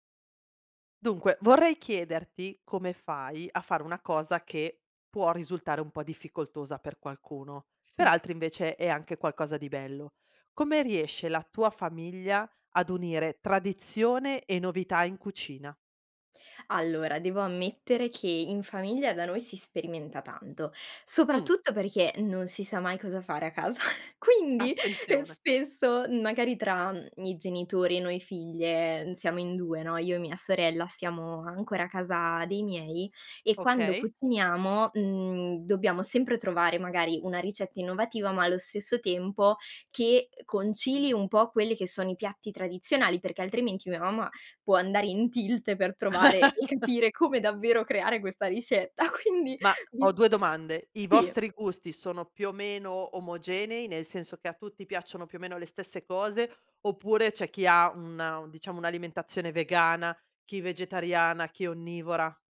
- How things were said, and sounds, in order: laughing while speaking: "casa"; laughing while speaking: "Attenzione"; laugh; laughing while speaking: "tilt"; laughing while speaking: "capire"; other background noise; laughing while speaking: "quindi"
- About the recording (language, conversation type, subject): Italian, podcast, Come fa la tua famiglia a mettere insieme tradizione e novità in cucina?